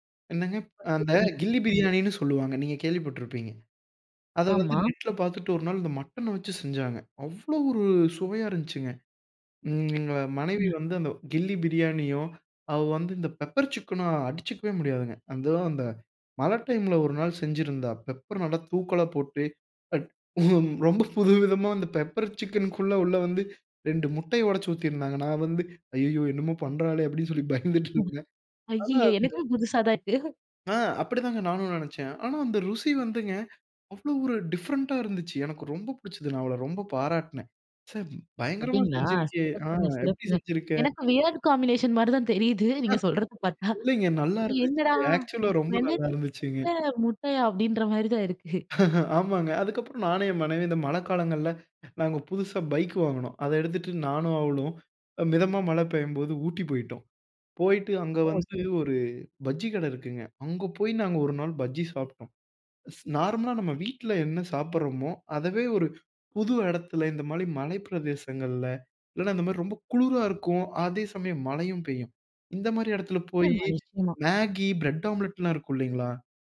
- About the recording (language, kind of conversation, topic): Tamil, podcast, மழைநாளில் உங்களுக்கு மிகவும் பிடிக்கும் சூடான சிற்றுண்டி என்ன?
- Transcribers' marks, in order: unintelligible speech; lip smack; other background noise; laughing while speaking: "ரொம்ப புது விதமா"; laughing while speaking: "அப்பிடின்னு சொல்லி பயந்துட்டு இருந்தேன்"; laughing while speaking: "எனக்குமே புதுசாக தான் இருக்கு"; surprised: "பயங்கரமா செஞ்சிருக்கியே! ஆ எப்பிடி செஞ்சிருக்க?"; in English: "வியர்ட் காம்பினேஷன்"; laugh; laughing while speaking: "நீங்க சொல்றத பார்த்தா. என்னடா! மிளகு சிக்கன்ல முட்டையா! அப்பிடின்றமாரி தான் இருக்கு"; laugh; other noise